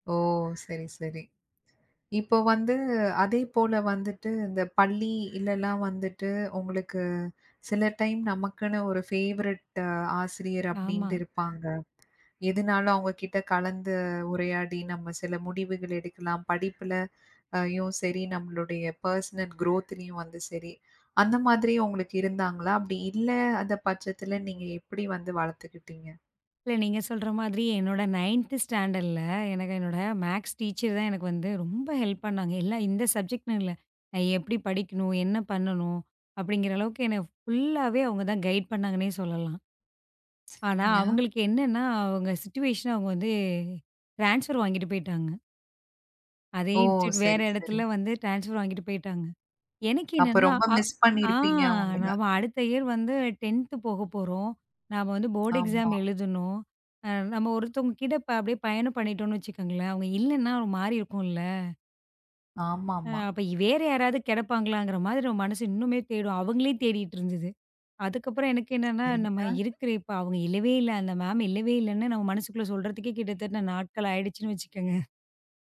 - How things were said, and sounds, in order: other background noise; in English: "ஃபேவரட்டு"; in English: "பெர்சனல் க்ரோத்லயும்"; in English: "ஸ்டாண்டர்ட்ல"; in English: "மேக்ஸ்"; in English: "ஹெல்ப்"; in English: "சப்ஜெக்ட்"; in English: "கைடு"; in English: "சிச்சுவேஷன்"; in English: "ட்ரான்ஸ்பர்"; in English: "இன்ஸ்டிடியூட்"; in English: "ட்ரான்ஸ்பர்"; in English: "இயர்"; in English: "போர்ட் எக்ஸாம்"; lip smack; laughing while speaking: "வச்சுக்கங்க"
- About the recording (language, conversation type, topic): Tamil, podcast, மதிப்புமிக்க வழிகாட்டி இல்லாத சூழலில் வளர்ச்சி எப்படிச் சாத்தியமாகும்?